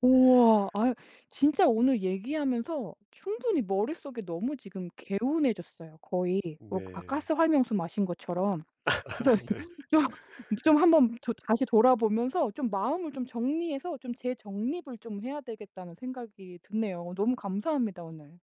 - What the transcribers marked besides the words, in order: other background noise; laughing while speaking: "아 네"
- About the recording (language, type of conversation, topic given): Korean, advice, 요즘 취미나 즐거움이 사라져 작은 활동에도 흥미가 없는데, 왜 그런 걸까요?